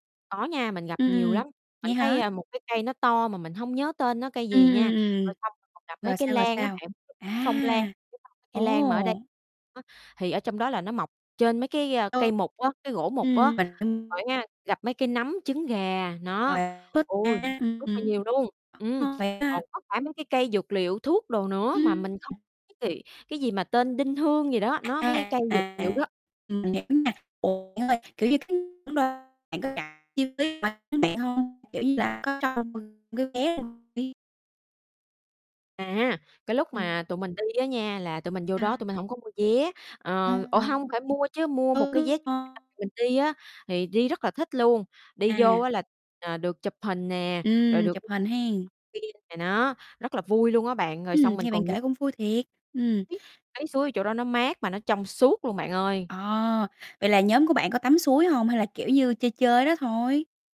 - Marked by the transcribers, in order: distorted speech; other background noise; unintelligible speech; static; unintelligible speech; unintelligible speech; unintelligible speech; unintelligible speech; unintelligible speech; unintelligible speech; other noise
- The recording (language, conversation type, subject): Vietnamese, podcast, Bạn có thể kể cho mình nghe về một trải nghiệm đáng nhớ của bạn với thiên nhiên không?